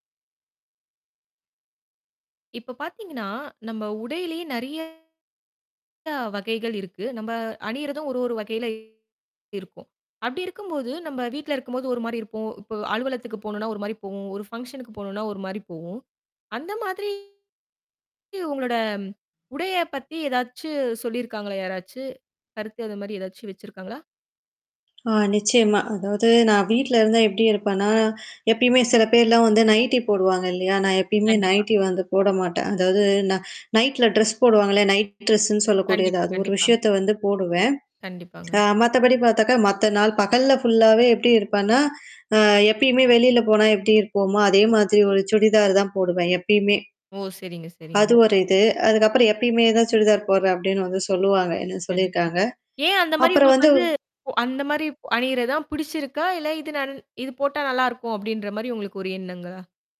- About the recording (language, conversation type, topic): Tamil, podcast, உங்கள் உடைபாணி உங்களைப் பற்றி பிறருக்கு என்ன சொல்லுகிறது?
- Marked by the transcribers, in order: distorted speech; in English: "பங்ஷன்க்கு"; static; in English: "நைட் ட்ரெஸ்ஸுன்னு"; mechanical hum; other noise